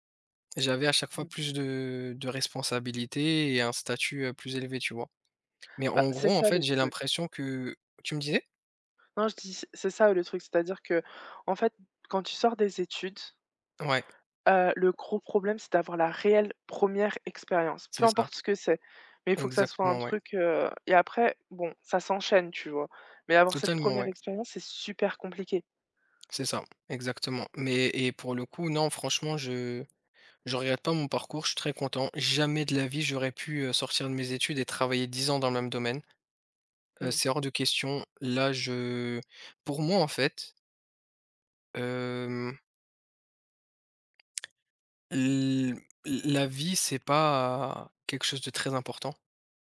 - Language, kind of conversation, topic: French, unstructured, Quelle est votre stratégie pour maintenir un bon équilibre entre le travail et la vie personnelle ?
- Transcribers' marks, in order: tapping; stressed: "super"; stressed: "jamais"; drawn out: "l"